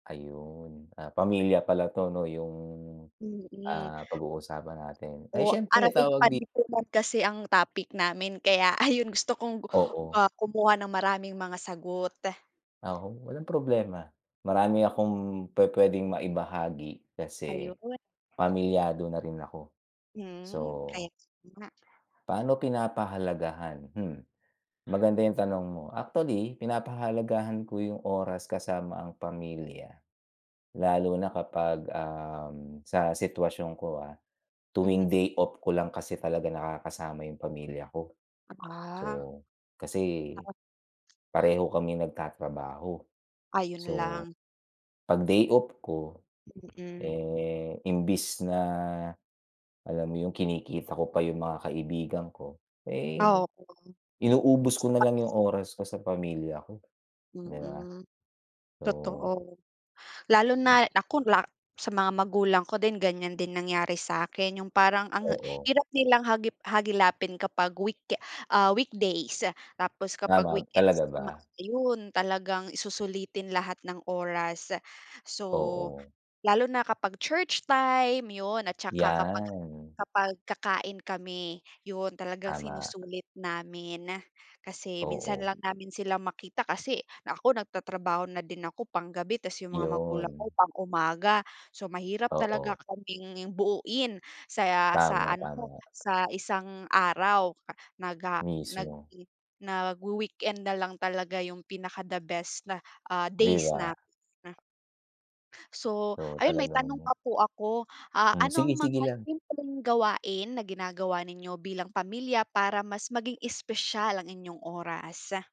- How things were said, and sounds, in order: tapping; other background noise; other noise; dog barking; unintelligible speech; unintelligible speech; wind
- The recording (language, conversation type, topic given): Filipino, unstructured, Paano mo pinapahalagahan ang oras na kasama ang pamilya?